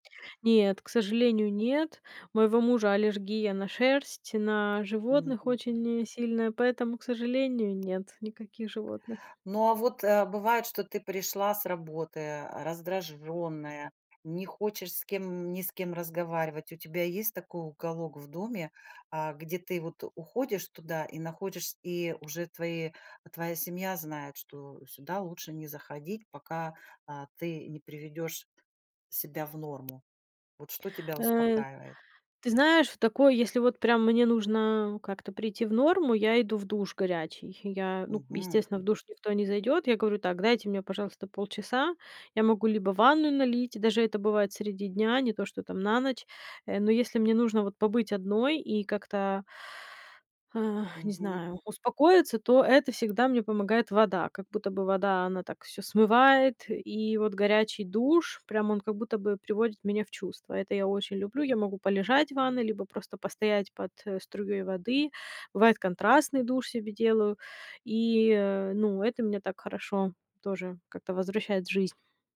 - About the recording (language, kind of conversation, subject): Russian, podcast, Какое место в вашем доме вы считаете самым уютным?
- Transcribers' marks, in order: tapping; other background noise; sigh